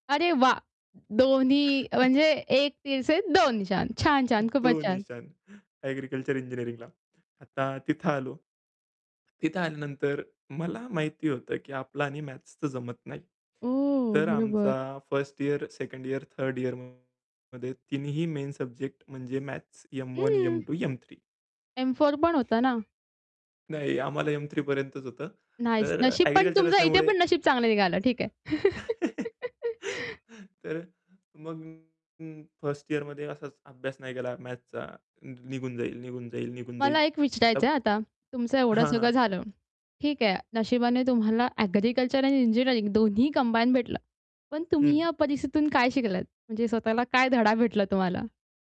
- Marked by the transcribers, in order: chuckle; in Hindi: "एक तीर से दो निशान"; other noise; laughing while speaking: "दो निशान"; in Hindi: "दो निशान"; other background noise; distorted speech; in English: "मेन"; tapping; static; chuckle; unintelligible speech; laugh
- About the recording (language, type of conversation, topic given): Marathi, podcast, अपयशानंतर पुढचं पाऊल ठरवताना काय महत्त्वाचं असतं?